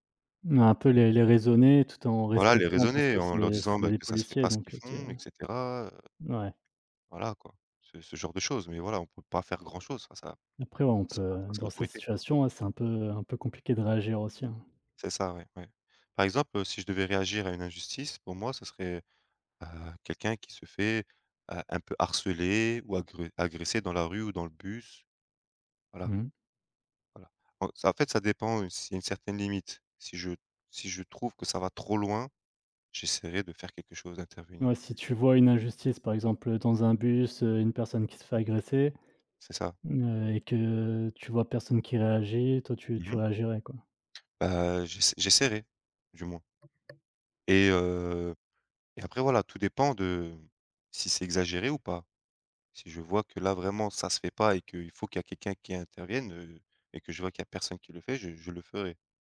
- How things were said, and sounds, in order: stressed: "trop"; tapping
- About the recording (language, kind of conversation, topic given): French, unstructured, Comment réagis-tu face à l’injustice ?
- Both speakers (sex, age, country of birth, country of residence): male, 30-34, France, France; male, 30-34, France, France